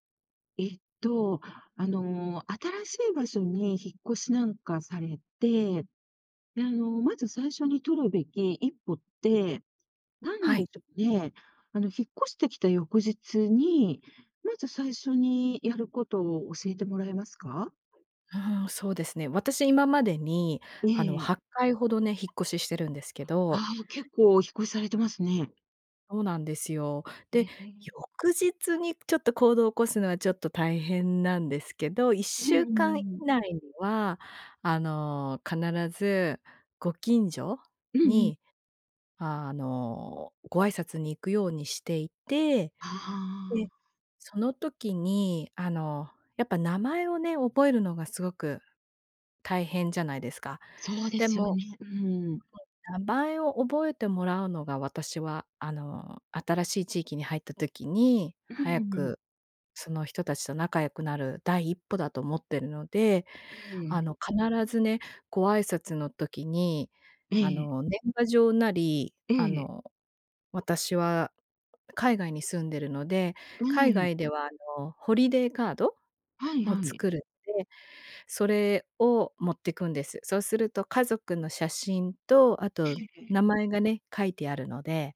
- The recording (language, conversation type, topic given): Japanese, podcast, 新しい地域で人とつながるには、どうすればいいですか？
- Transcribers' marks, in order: other background noise; in English: "ホリデーカード？"; unintelligible speech